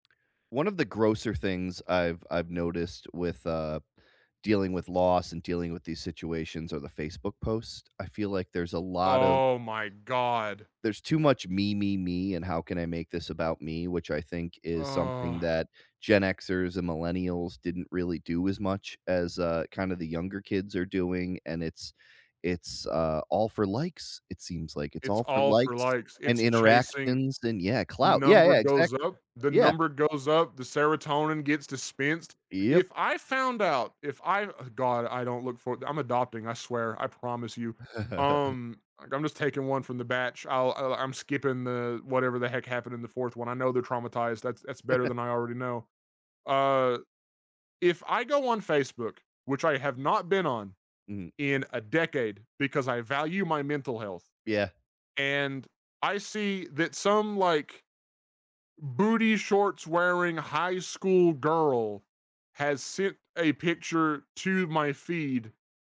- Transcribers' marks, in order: chuckle; chuckle
- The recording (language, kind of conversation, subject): English, unstructured, What helps people cope with losing someone?
- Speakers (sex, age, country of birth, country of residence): male, 35-39, United States, United States; male, 40-44, United States, United States